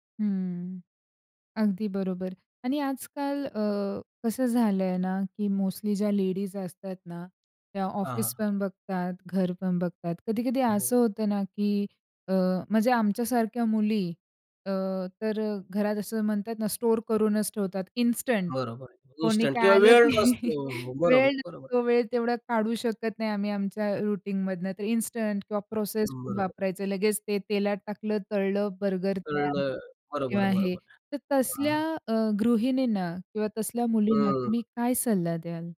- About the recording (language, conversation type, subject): Marathi, podcast, खाण्याच्या सवयी बदलायला सुरुवात कुठून कराल?
- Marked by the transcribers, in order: chuckle; tapping; in English: "रुटीन"; other noise